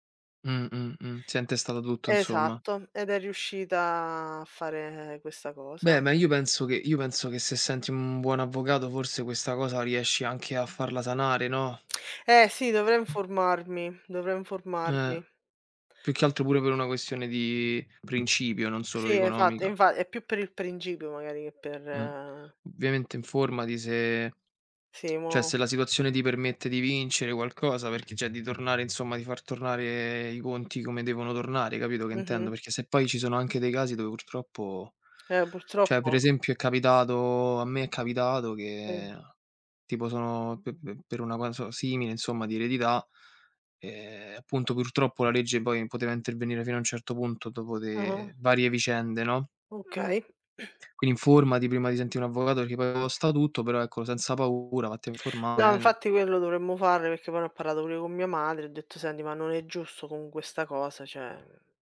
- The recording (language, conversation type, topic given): Italian, unstructured, Qual è la cosa più triste che il denaro ti abbia mai causato?
- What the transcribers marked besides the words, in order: other background noise; tapping; tsk; "cioè" said as "ceh"; "cioè" said as "ceh"; "cioè" said as "ceh"; cough; "cioè" said as "ceh"